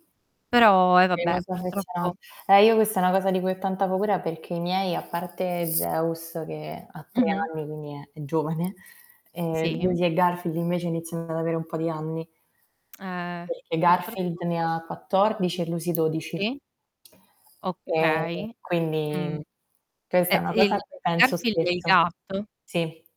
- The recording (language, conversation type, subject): Italian, unstructured, Qual è il ricordo più bello che hai con un animale?
- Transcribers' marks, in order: static; unintelligible speech; distorted speech; lip smack; tapping; unintelligible speech